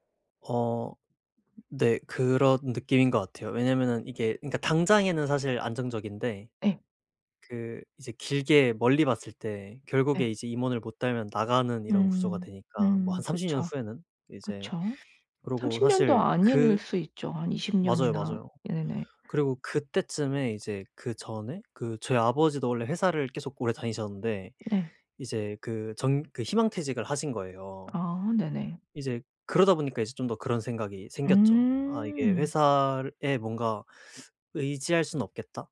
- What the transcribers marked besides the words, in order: other background noise
- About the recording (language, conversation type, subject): Korean, advice, 성장 기회가 많은 회사와 안정적인 회사 중 어떤 선택을 해야 할까요?